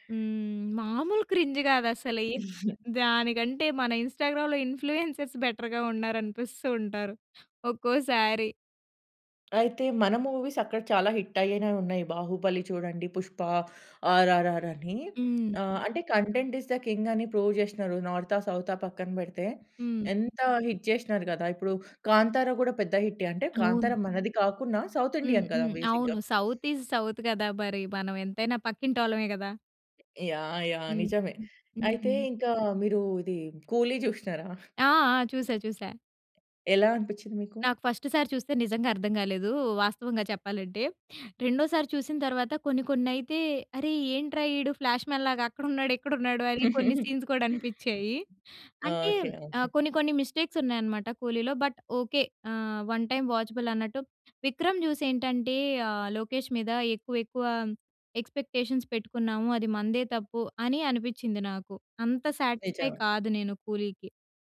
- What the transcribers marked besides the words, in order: in English: "క్రింజ్"; other background noise; other noise; in English: "ఇన్స్టాగ్రామ్‌లో ఇన్ఫ్లుయెన్సర్స్ బెటర్‌గా"; in English: "మూవీస్"; in English: "హిట్"; tapping; in English: "కంటెంట్ ఇస్ ద కింగ్"; in English: "ప్రూవ్"; in English: "హిట్"; in English: "సౌత్ ఇండియన్"; in English: "బేసిక్‌గా"; in English: "సౌత్ ఇస్ సౌత్"; chuckle; in English: "ఫస్ట్"; in English: "ఫ్లాష్మన్"; giggle; in English: "సీన్స్"; in English: "మిస్టేక్స్"; in English: "బట్"; in English: "వన్ టైమ్ వాచబుల్"; in English: "ఎక్స్పెక్టేషన్స్"; in English: "సాటిస్ఫై"
- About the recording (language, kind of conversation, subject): Telugu, podcast, స్థానిక సినిమా మరియు బోలీవుడ్ సినిమాల వల్ల సమాజంపై పడుతున్న ప్రభావం ఎలా మారుతోందని మీకు అనిపిస్తుంది?